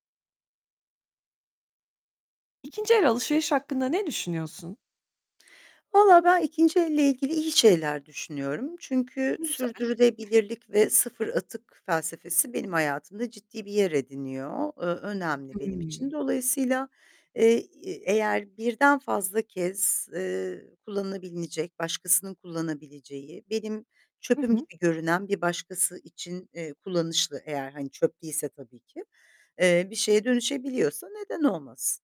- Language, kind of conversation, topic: Turkish, podcast, İkinci el alışveriş hakkında ne düşünüyorsun?
- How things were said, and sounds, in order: distorted speech; other background noise